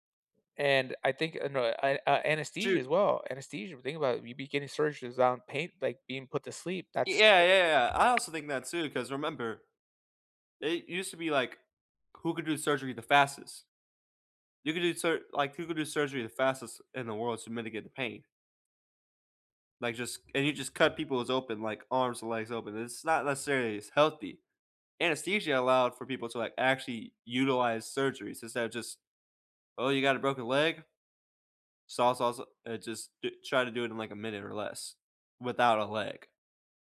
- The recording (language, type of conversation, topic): English, unstructured, What scientific breakthrough surprised the world?
- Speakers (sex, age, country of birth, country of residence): male, 20-24, United States, United States; male, 35-39, United States, United States
- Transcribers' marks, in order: other background noise; tapping